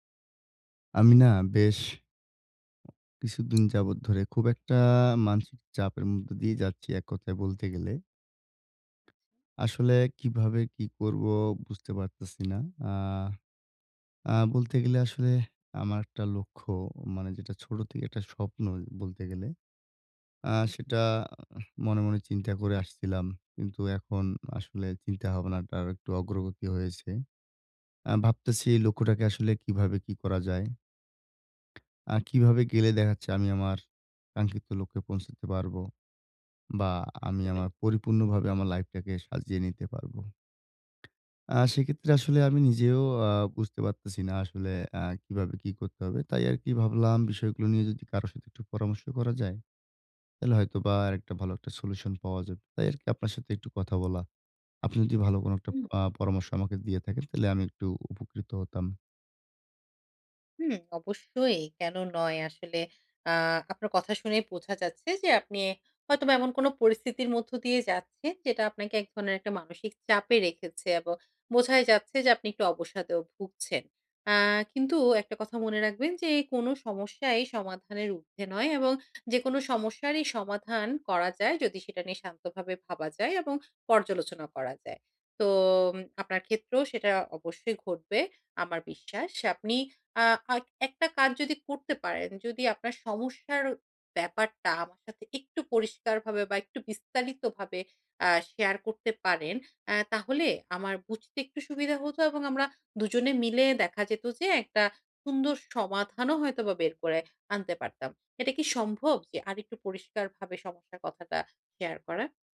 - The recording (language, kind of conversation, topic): Bengali, advice, আমি কীভাবে বড় লক্ষ্যকে ছোট ছোট ধাপে ভাগ করে ধাপে ধাপে এগিয়ে যেতে পারি?
- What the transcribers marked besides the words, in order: tapping; in English: "solution"